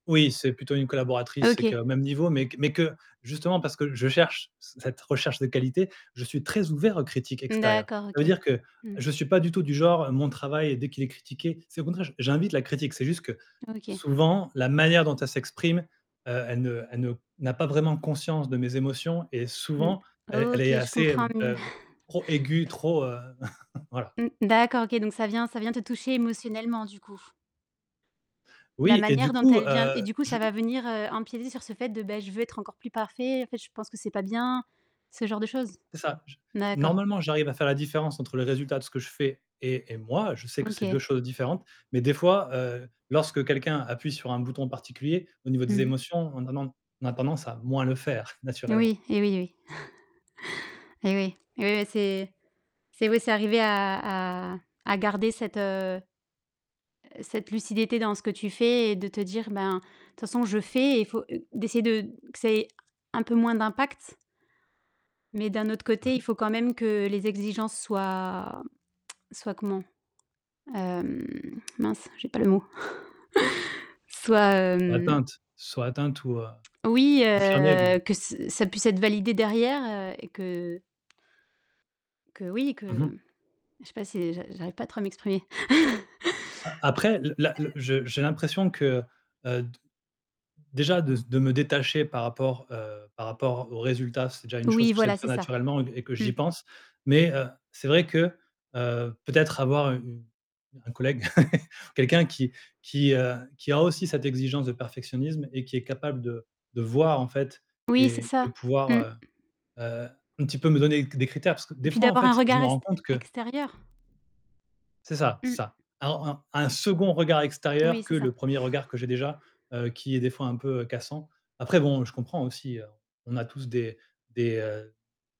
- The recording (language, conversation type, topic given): French, advice, Comment puis-je gérer mon perfectionnisme et mes attentes irréalistes qui me conduisent à l’épuisement ?
- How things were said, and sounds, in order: other background noise; distorted speech; stressed: "très"; chuckle; tapping; chuckle; static; chuckle; other noise; tsk; drawn out: "Hem"; tsk; chuckle; chuckle; laugh; stressed: "second"; chuckle